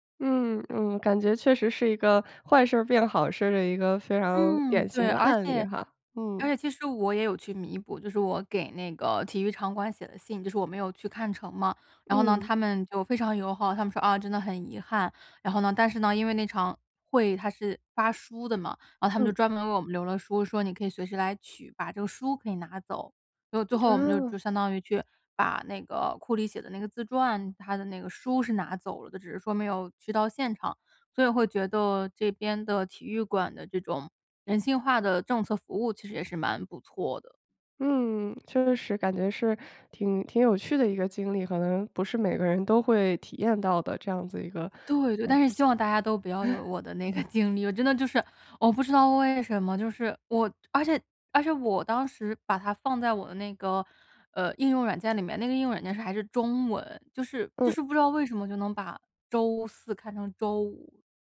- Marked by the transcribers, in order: other background noise; chuckle; laughing while speaking: "经历"
- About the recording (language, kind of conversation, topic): Chinese, podcast, 有没有过一次错过反而带来好运的经历？